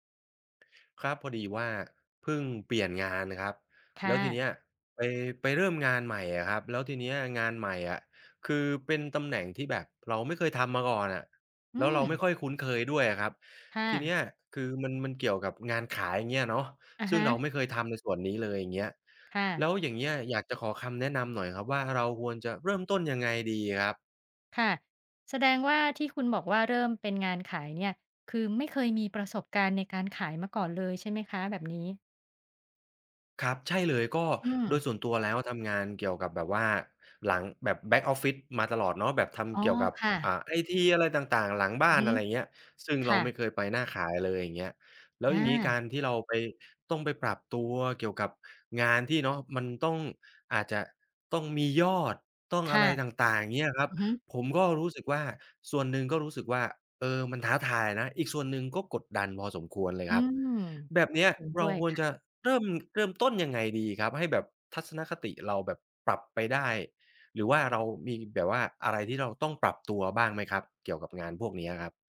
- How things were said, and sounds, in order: other background noise
- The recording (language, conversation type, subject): Thai, advice, คุณควรปรับตัวอย่างไรเมื่อเริ่มงานใหม่ในตำแหน่งที่ไม่คุ้นเคย?